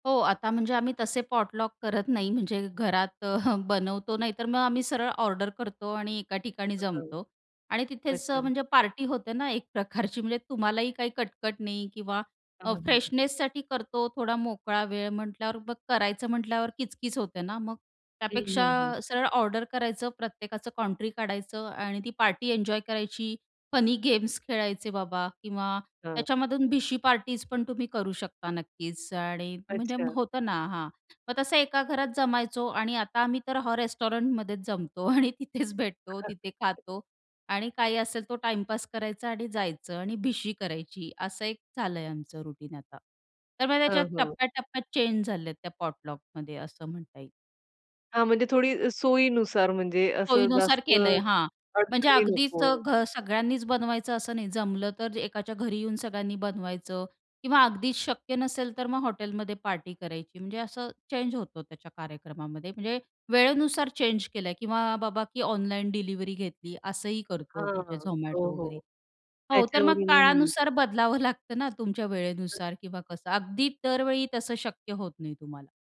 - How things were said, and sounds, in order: in English: "पॉटलॉक"; chuckle; unintelligible speech; in English: "फ्रेशनेससाठी"; in English: "रेस्टॉरंटमध्येच"; laughing while speaking: "आणि तिथेच भेटतो"; other background noise; chuckle; in English: "रुटीन"; in English: "पॉटलॉकमध्ये"; laughing while speaking: "लागतं ना"
- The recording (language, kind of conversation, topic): Marathi, podcast, स्वयंपाकाच्या किंवा सगळ्यांनी आणलेल्या पदार्थांच्या मेळाव्यातली तुमची आवडती आठवण कोणती आहे?